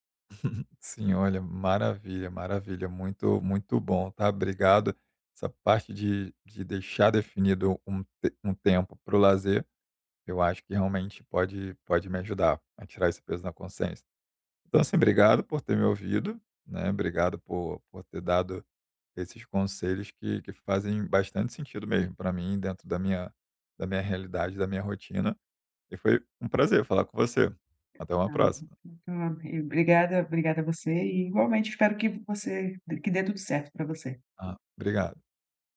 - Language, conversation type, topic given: Portuguese, advice, Como posso criar uma rotina de lazer de que eu goste?
- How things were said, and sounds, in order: giggle; tapping; unintelligible speech